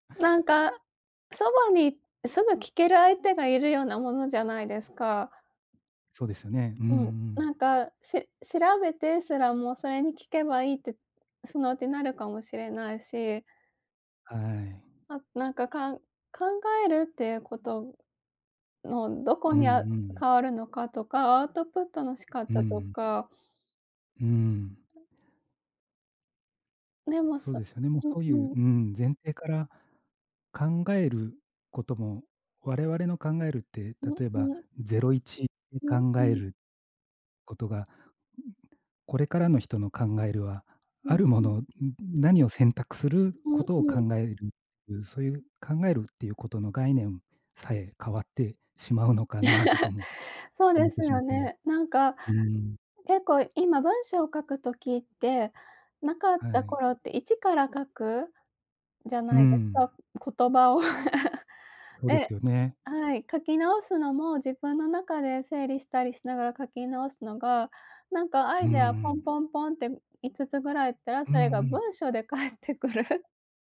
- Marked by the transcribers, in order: tapping; other background noise; chuckle; laughing while speaking: "言葉を"; chuckle; laughing while speaking: "返ってくる"
- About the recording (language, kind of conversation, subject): Japanese, unstructured, 最近、科学について知って驚いたことはありますか？